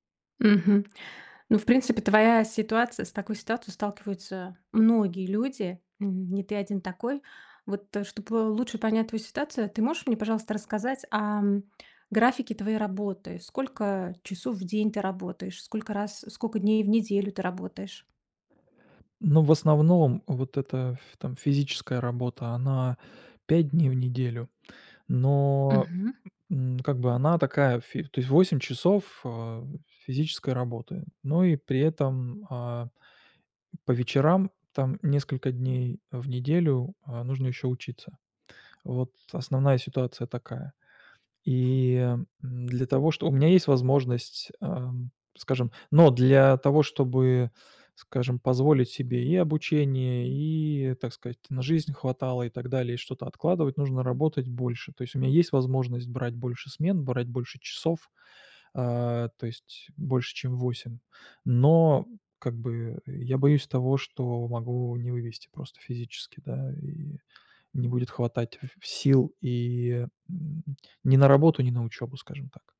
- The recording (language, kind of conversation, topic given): Russian, advice, Как справиться со страхом повторного выгорания при увеличении нагрузки?
- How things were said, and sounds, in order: other background noise